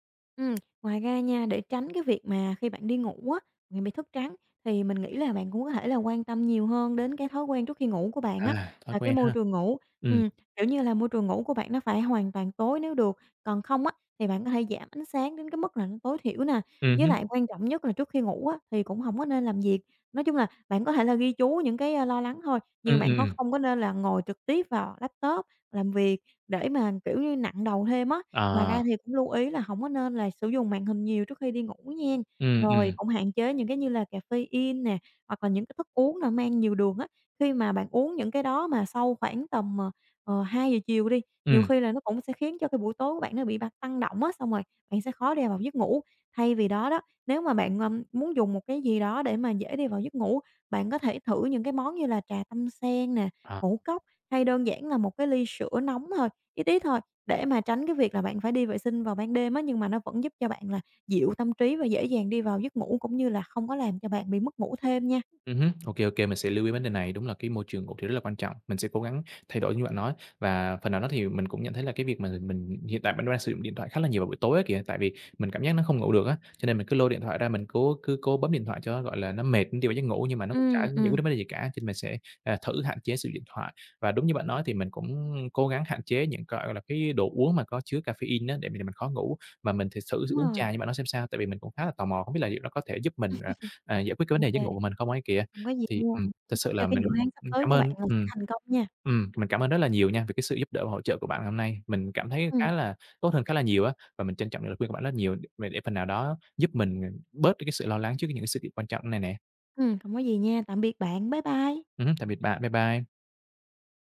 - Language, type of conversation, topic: Vietnamese, advice, Làm thế nào để đối phó với việc thức trắng vì lo lắng trước một sự kiện quan trọng?
- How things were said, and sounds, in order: tapping; other background noise; chuckle; unintelligible speech